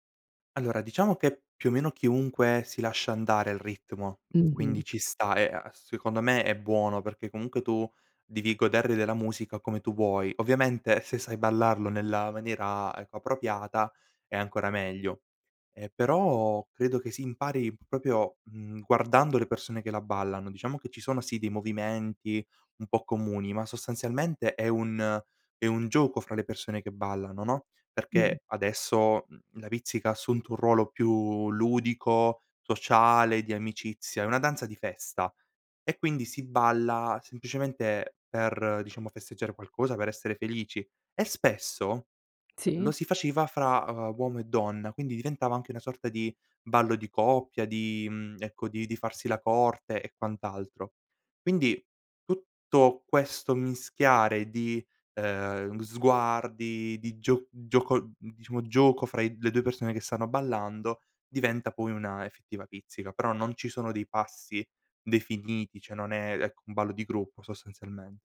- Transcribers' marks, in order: other background noise; "cioè" said as "ceh"; "sostanzialmen" said as "sostazialmen"
- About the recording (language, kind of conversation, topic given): Italian, podcast, Quali tradizioni musicali della tua regione ti hanno segnato?